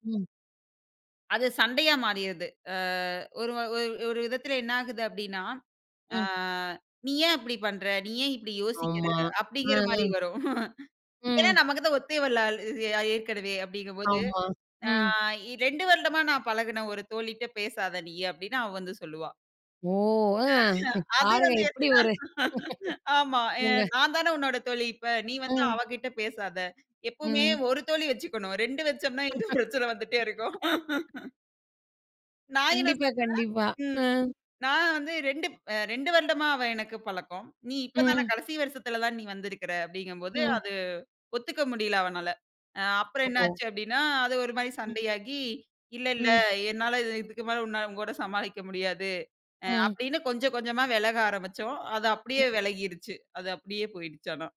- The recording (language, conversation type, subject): Tamil, podcast, மன்னிப்பு இல்லாமலேயே ஒரு உறவைத் தொடர முடியுமா?
- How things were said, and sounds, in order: laugh; laughing while speaking: "ஆஹே, அது வந்து ஏத்த. ஆமா … பிரச்சன வந்துட்டே இருக்கும்"; laugh; laugh; other noise